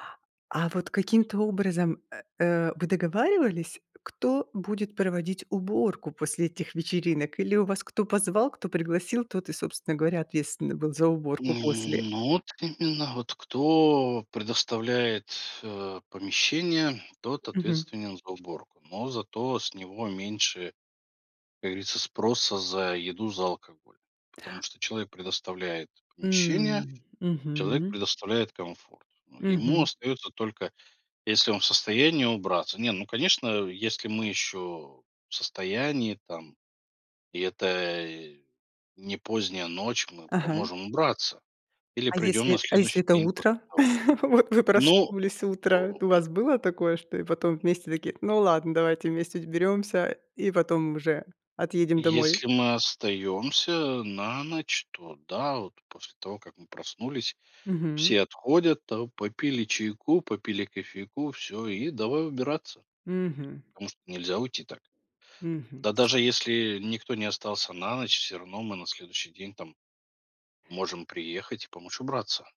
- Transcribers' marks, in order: tapping; other background noise; chuckle; laughing while speaking: "Вот"
- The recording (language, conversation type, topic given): Russian, podcast, Как вам больше всего нравится готовить вместе с друзьями?